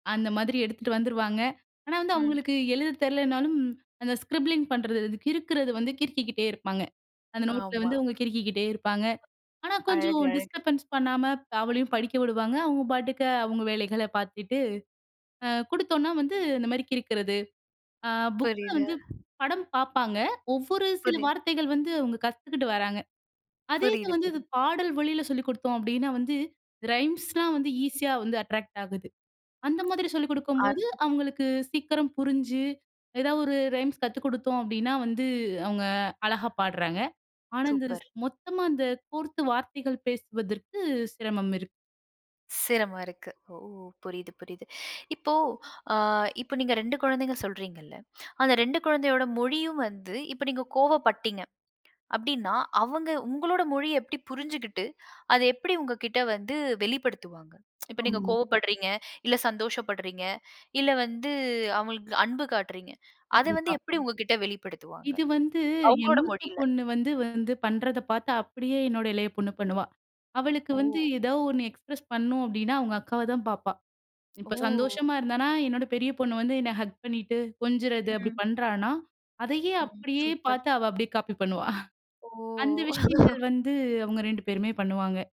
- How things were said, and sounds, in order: other background noise; in English: "ஸ்க்ரிப்ளிங்"; other noise; in English: "டிஸ்டர்பன்ஸ்"; in English: "அட்ராக்ட்"; unintelligible speech; in English: "ரைம்ஸ்"; tsk; in English: "எக்ஸ்பிரஸ்"; chuckle
- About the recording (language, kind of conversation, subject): Tamil, podcast, ஒரு குழந்தை அன்பை உணரும் விதம் (அன்பு மொழி) என்ன என்பதை நீங்கள் எப்படி கண்டுபிடிப்பீர்கள்?